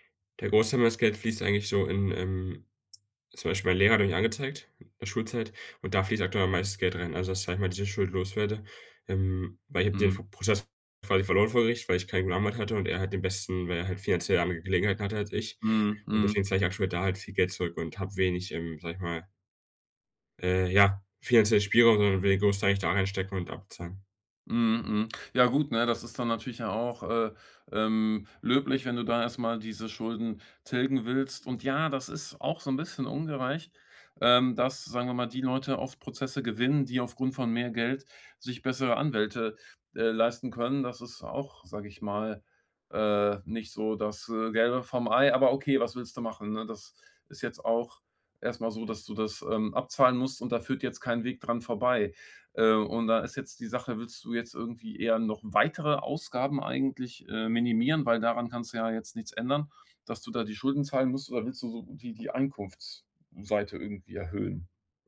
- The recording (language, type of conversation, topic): German, advice, Wie kann ich mein Geld besser planen und bewusster ausgeben?
- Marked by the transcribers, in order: none